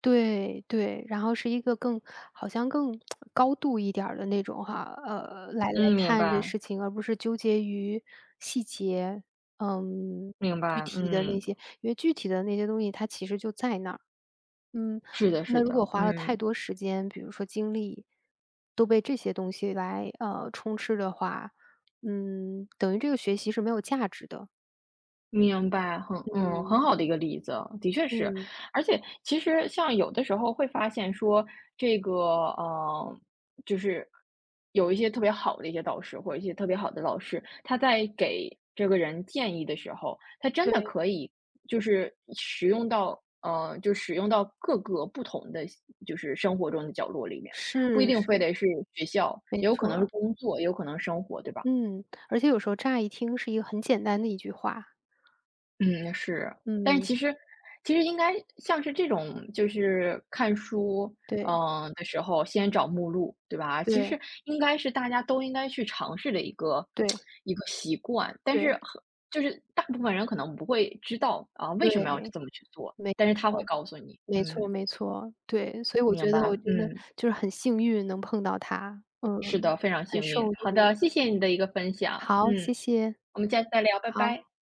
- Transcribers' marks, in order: tsk; tsk
- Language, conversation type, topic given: Chinese, podcast, 能不能说说导师给过你最实用的建议？